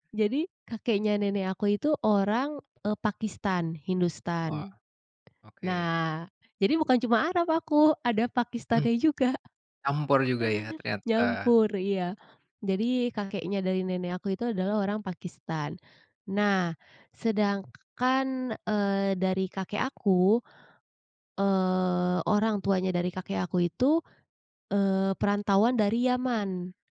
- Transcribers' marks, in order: tapping; other background noise
- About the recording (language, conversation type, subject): Indonesian, podcast, Pernah ditanya "Kamu asli dari mana?" bagaimana kamu menjawabnya?